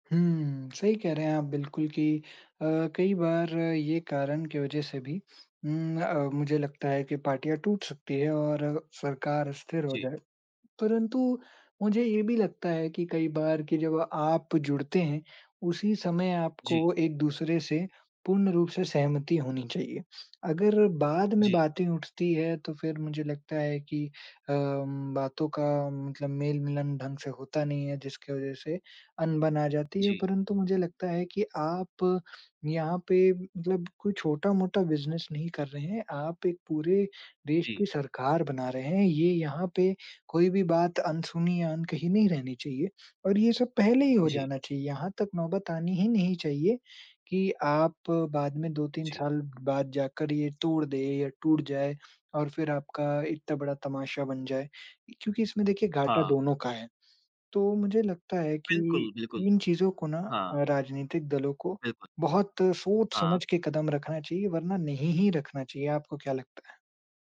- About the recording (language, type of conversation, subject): Hindi, unstructured, क्या आपको लगता है कि राजनीतिक अस्थिरता की वजह से भविष्य अनिश्चित हो सकता है?
- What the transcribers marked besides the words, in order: none